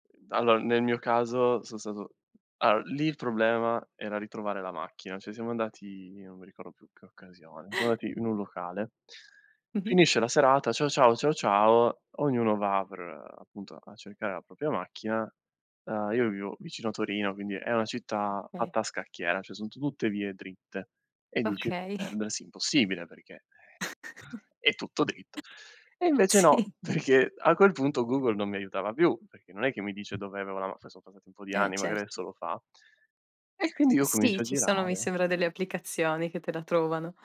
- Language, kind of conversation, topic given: Italian, podcast, Cosa impari quando ti perdi in una città nuova?
- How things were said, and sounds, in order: other background noise; inhale; chuckle; scoff; snort; laughing while speaking: "Sì"; laughing while speaking: "perché"